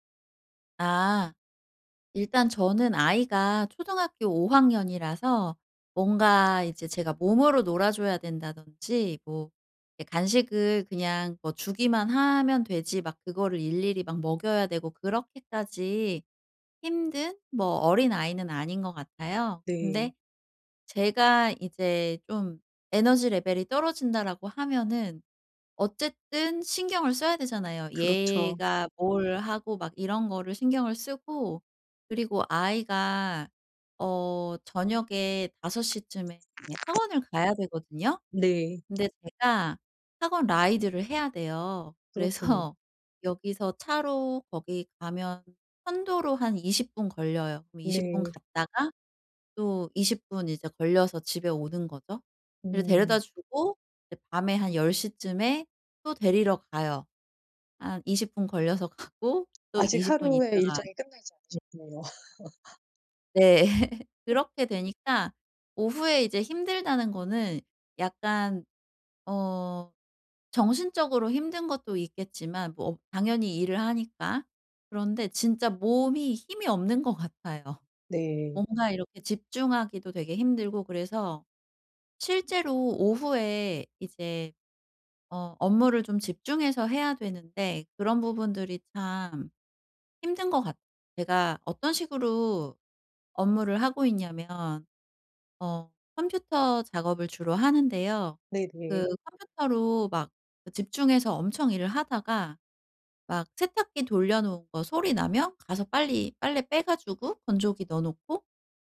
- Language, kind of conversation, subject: Korean, advice, 오후에 갑자기 에너지가 떨어질 때 낮잠이 도움이 될까요?
- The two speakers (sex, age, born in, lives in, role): female, 40-44, South Korea, South Korea, advisor; female, 40-44, South Korea, South Korea, user
- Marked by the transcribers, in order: other background noise; in English: "라이드를"; tapping; laughing while speaking: "그래서"; laugh; other noise